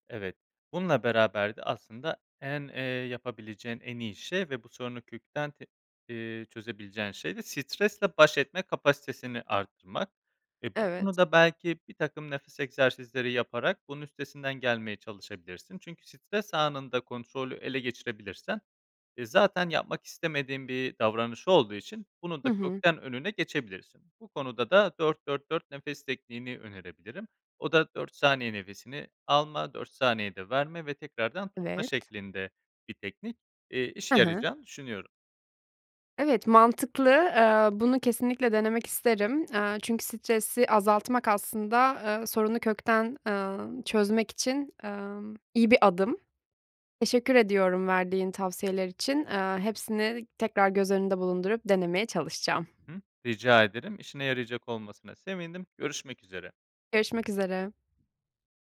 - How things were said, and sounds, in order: other background noise
- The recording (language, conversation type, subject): Turkish, advice, Stresle başa çıkarken sağlıksız alışkanlıklara neden yöneliyorum?